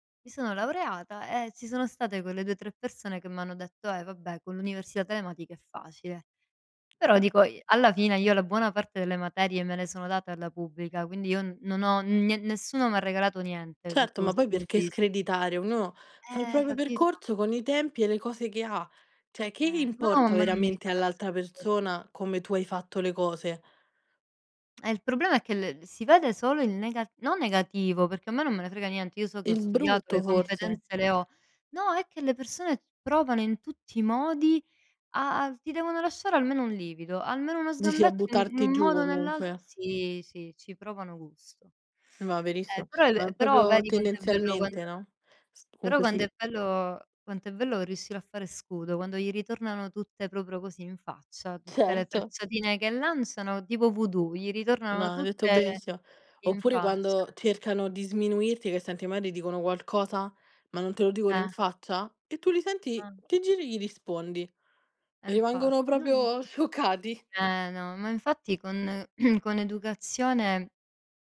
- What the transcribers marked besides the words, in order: other background noise; background speech; "Cioè" said as "ceh"; unintelligible speech; "proprio" said as "popio"; "Comunque" said as "conque"; "proprio" said as "propro"; "benissimo" said as "benissio"; tapping; unintelligible speech; "proprio" said as "propio"; laughing while speaking: "scioccati"; throat clearing
- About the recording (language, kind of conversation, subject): Italian, unstructured, Che cosa pensi della vendetta?